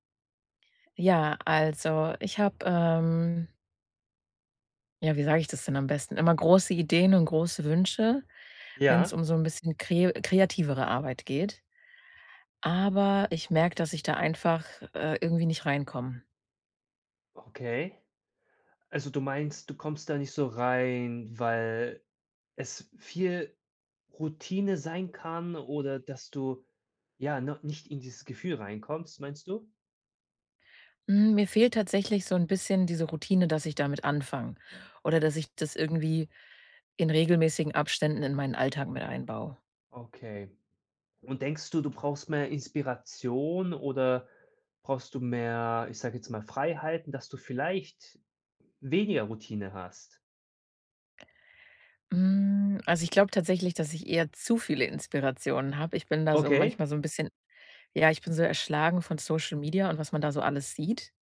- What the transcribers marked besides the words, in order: none
- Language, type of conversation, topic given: German, advice, Wie kann ich eine Routine für kreatives Arbeiten entwickeln, wenn ich regelmäßig kreativ sein möchte?